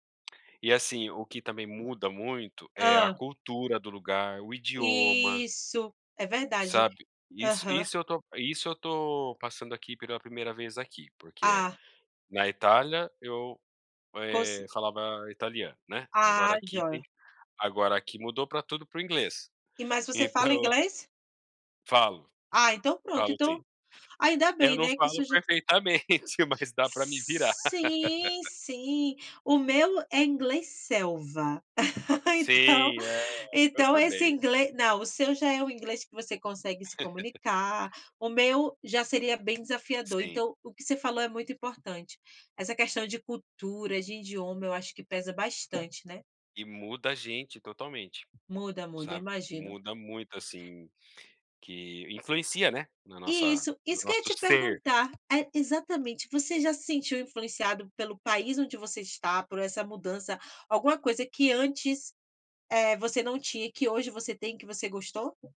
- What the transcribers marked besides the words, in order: tapping; other background noise; laughing while speaking: "perfeitamente"; laugh; chuckle; laugh
- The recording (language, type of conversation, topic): Portuguese, unstructured, Como você acha que as viagens mudam a gente?